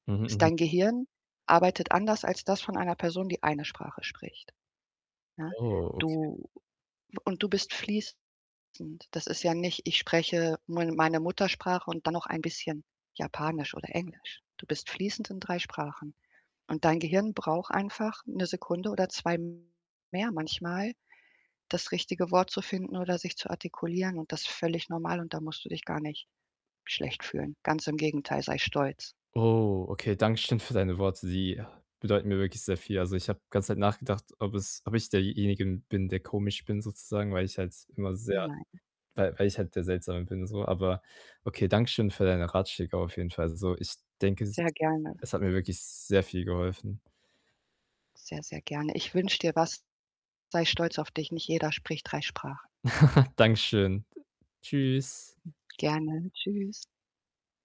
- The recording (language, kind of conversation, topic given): German, advice, Wie kann ich nach einem Misserfolg meine Zweifel an den eigenen Fähigkeiten überwinden und wieder Selbstvertrauen gewinnen?
- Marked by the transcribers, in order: distorted speech; unintelligible speech; other background noise; chuckle; other noise